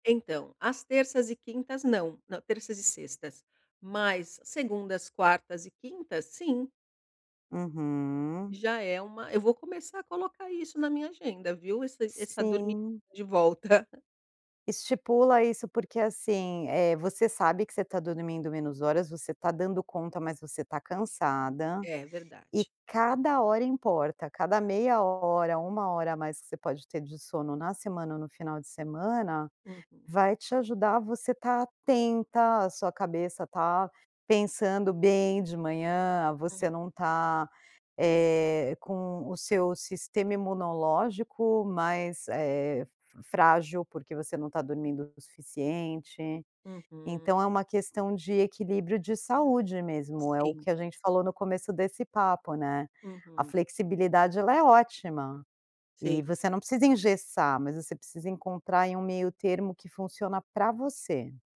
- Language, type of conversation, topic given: Portuguese, advice, Como posso manter horários regulares mesmo com uma rotina variável?
- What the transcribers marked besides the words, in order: chuckle